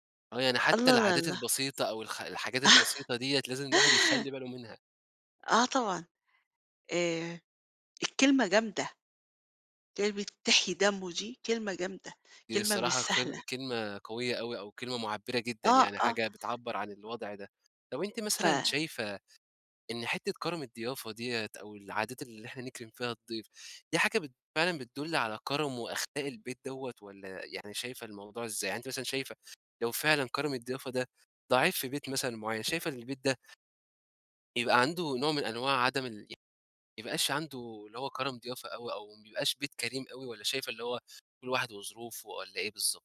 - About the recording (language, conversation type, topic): Arabic, podcast, إيه رأيك في عادات الضيافة، وإزاي بتعبّر عن قيم المجتمع؟
- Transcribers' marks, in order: unintelligible speech; chuckle